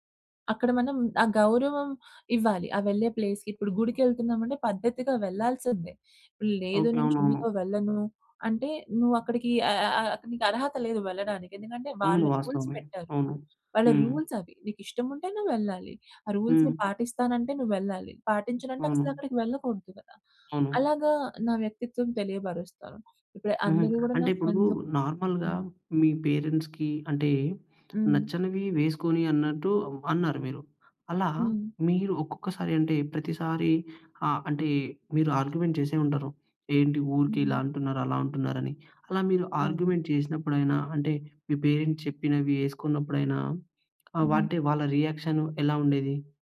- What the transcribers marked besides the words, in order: in English: "ప్లేస్‌కి"; in English: "రూల్స్"; in English: "రూల్స్"; in English: "రూల్స్‌ని"; tapping; in English: "ఫ్రెండ్స్"; in English: "నార్మల్‌గా"; in English: "పేరెంట్స్‌కి"; in English: "ఆర్గ్యుమెంట్"; in English: "ఆర్గ్యుమెంట్"; in English: "పేరెంట్స్"; "అంటే" said as "వాటే"; in English: "రియాక్షన్"
- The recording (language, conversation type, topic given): Telugu, podcast, దుస్తుల ఆధారంగా మీ వ్యక్తిత్వం ఇతరులకు ఎలా కనిపిస్తుందని మీరు అనుకుంటారు?